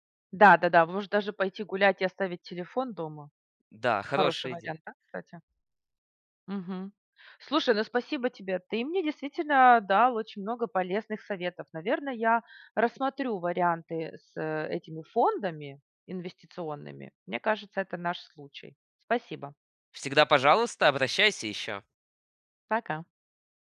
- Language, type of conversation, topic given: Russian, advice, Что вас тянет тратить сбережения на развлечения?
- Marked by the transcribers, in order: none